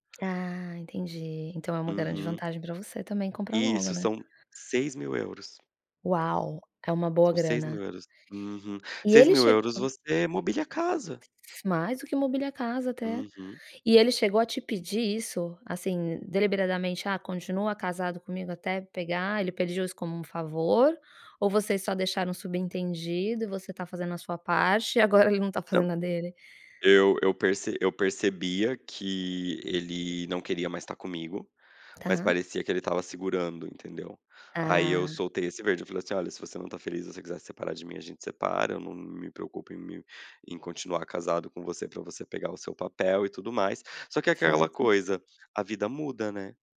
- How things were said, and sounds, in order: none
- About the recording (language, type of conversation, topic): Portuguese, advice, Como lidar com o perfeccionismo que impede você de terminar projetos?